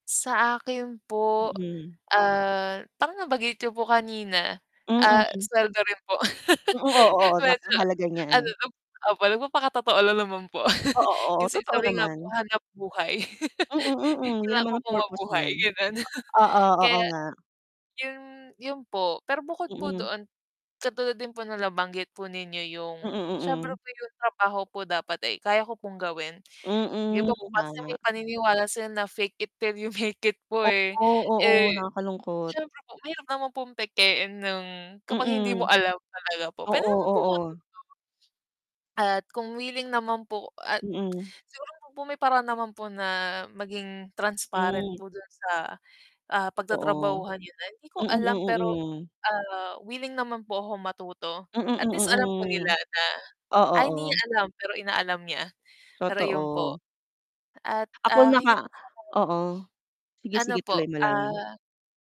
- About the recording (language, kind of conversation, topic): Filipino, unstructured, Paano mo hinahanap ang trabahong talagang angkop para sa iyo?
- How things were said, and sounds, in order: static; laugh; laugh; laugh; laugh; tapping; other background noise; in English: "Fake it 'till you make it"; chuckle; distorted speech